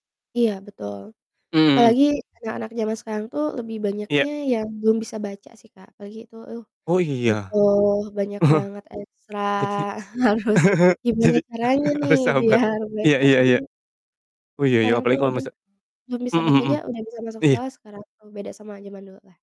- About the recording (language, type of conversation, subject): Indonesian, unstructured, Menurut kamu, bagaimana cara membuat belajar jadi lebih menyenangkan?
- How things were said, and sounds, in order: chuckle; laughing while speaking: "jadi harus sabar"; laughing while speaking: "harus"; distorted speech; laughing while speaking: "biar"; "sekolah" said as "skalas"